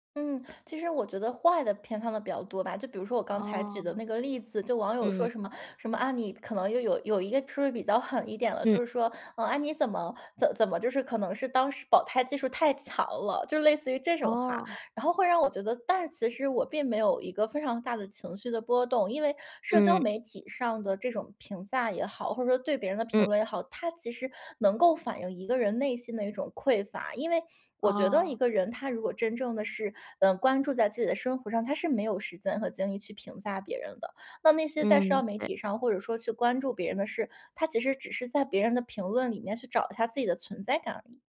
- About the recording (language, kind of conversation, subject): Chinese, podcast, 你会如何应对别人对你变化的评价？
- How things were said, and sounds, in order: none